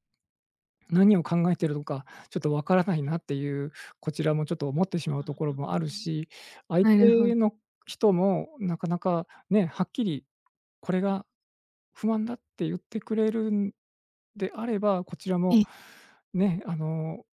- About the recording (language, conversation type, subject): Japanese, advice, 夜中に不安で眠れなくなる習慣について教えていただけますか？
- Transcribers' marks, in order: none